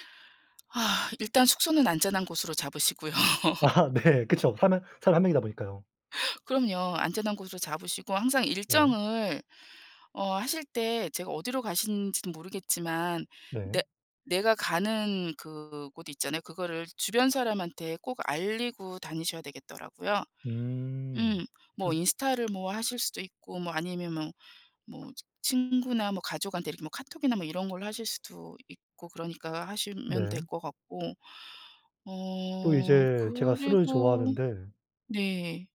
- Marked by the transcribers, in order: laugh; laughing while speaking: "아. 네. 그쵸"; other background noise; tapping
- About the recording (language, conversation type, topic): Korean, unstructured, 친구와 여행을 갈 때 의견 충돌이 생기면 어떻게 해결하시나요?